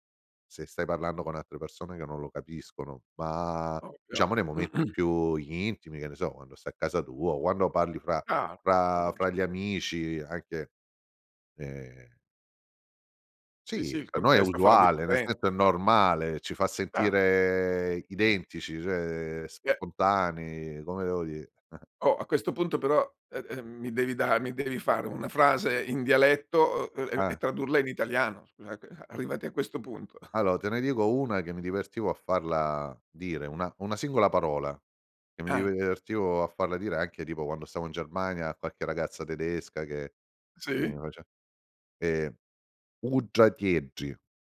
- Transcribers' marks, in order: throat clearing; "quando" said as "uando"; other background noise; tapping; "cioè" said as "ceh"; chuckle; chuckle; put-on voice: "uddratieddri"
- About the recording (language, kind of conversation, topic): Italian, podcast, Che ruolo ha il dialetto nella tua identità?